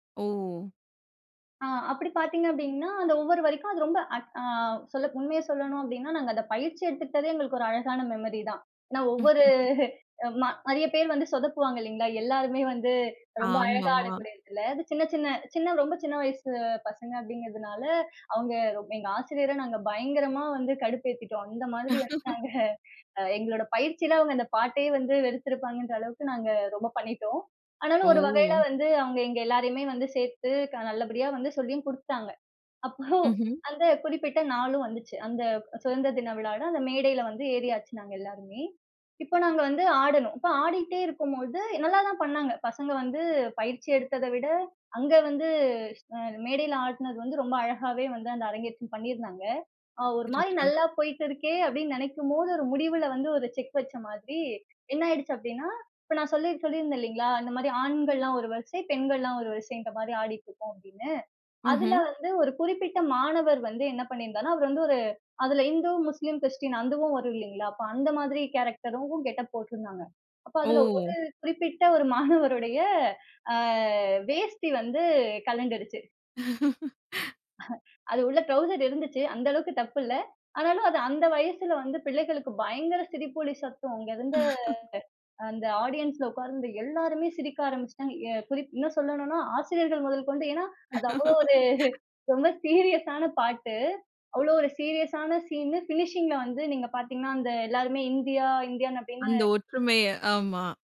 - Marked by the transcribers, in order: chuckle; other background noise; chuckle; "நெறைய" said as "மறைய"; chuckle; laughing while speaking: "அட்ஸ்டாங்க"; "வச்சுட்டாங்க" said as "அட்ஸ்டாங்க"; laughing while speaking: "அப்போ"; "விழால" said as "விழாட"; "அதுவும்" said as "அந்தவும்"; laughing while speaking: "மாணவருடைய"; laugh; drawn out: "ஆ"; chuckle; chuckle; drawn out: "இருந்த"; other noise; "உட்கார்ந்திருந்த" said as "உட்கார்ந்து"; laugh; chuckle; in English: "பினிஷிங்‌ல"; "இந்தியன்" said as "இந்தியான்"
- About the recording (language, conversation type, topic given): Tamil, podcast, ஒரு பாடல் உங்களுக்கு பள்ளி நாட்களை நினைவுபடுத்துமா?